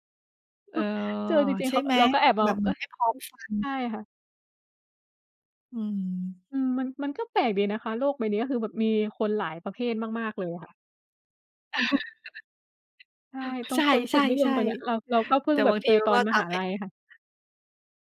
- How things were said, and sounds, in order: chuckle; chuckle; unintelligible speech; other noise
- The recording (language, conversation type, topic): Thai, unstructured, ทำไมการรับฟังกันอย่างตั้งใจถึงช่วยลดความขัดแย้งได้?